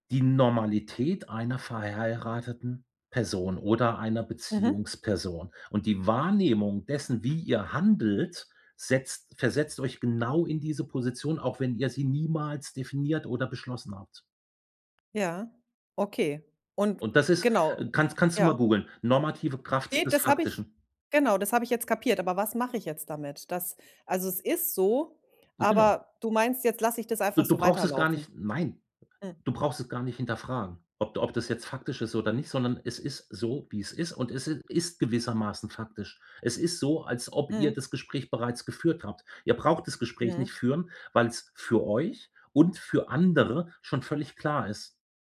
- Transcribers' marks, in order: "verheirateten" said as "verheiheirateten"
- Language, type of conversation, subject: German, advice, Wie kann ich lernen, mit Ungewissheit umzugehen, wenn sie mich blockiert?